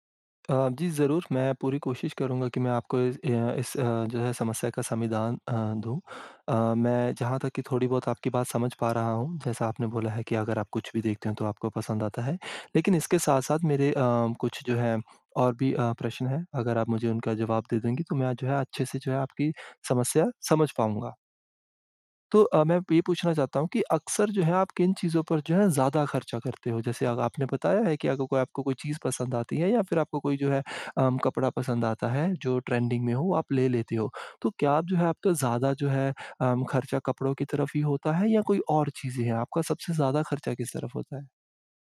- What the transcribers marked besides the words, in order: "समाधान" said as "समिधान"; tapping; in English: "ट्रेंडिंग"
- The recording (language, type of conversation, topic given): Hindi, advice, सीमित आमदनी में समझदारी से खर्च करने की आदत कैसे डालें?